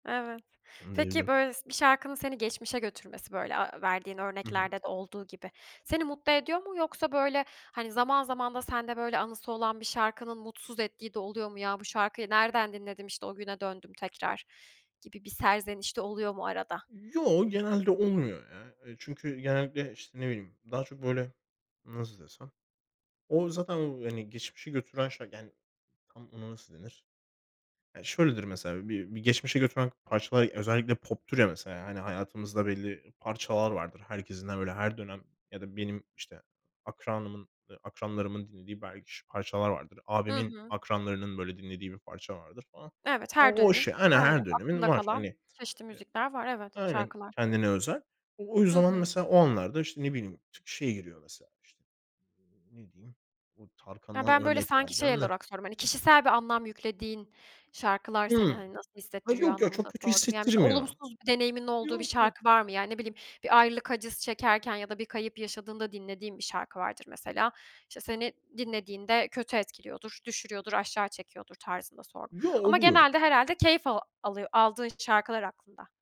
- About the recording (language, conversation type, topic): Turkish, podcast, Hangi şarkılar seni geçmişe götürür?
- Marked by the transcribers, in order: unintelligible speech; "poptur" said as "poptür"; unintelligible speech